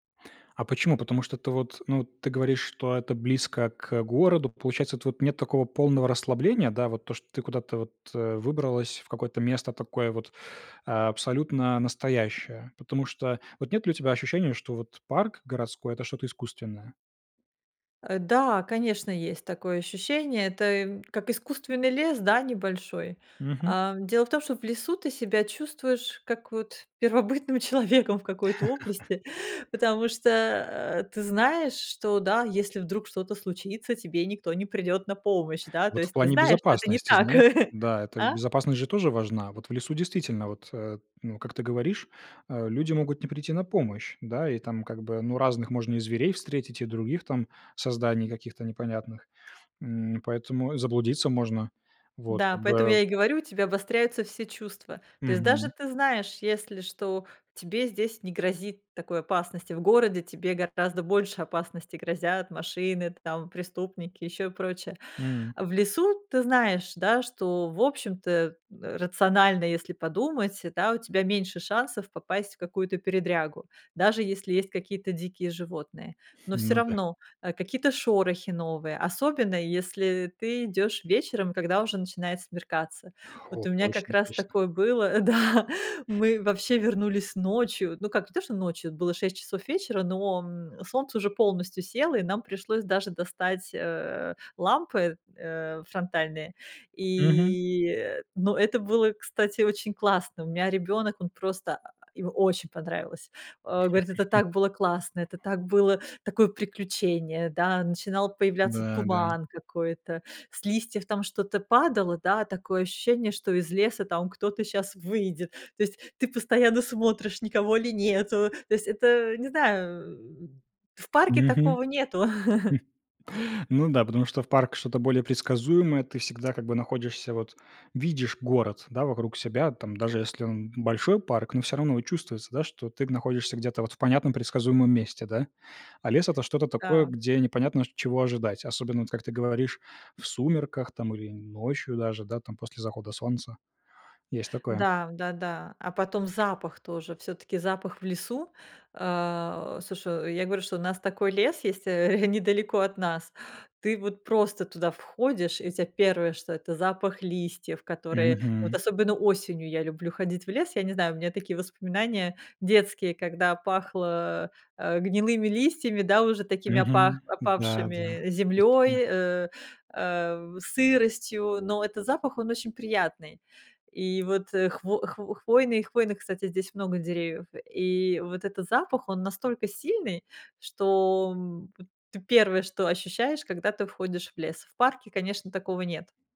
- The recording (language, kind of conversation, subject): Russian, podcast, Чем для вас прогулка в лесу отличается от прогулки в парке?
- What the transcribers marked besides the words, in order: tapping; laughing while speaking: "первобытным человеком"; laugh; chuckle; other background noise; chuckle; gasp; laughing while speaking: "да"; laugh; chuckle; laughing while speaking: "недалеко"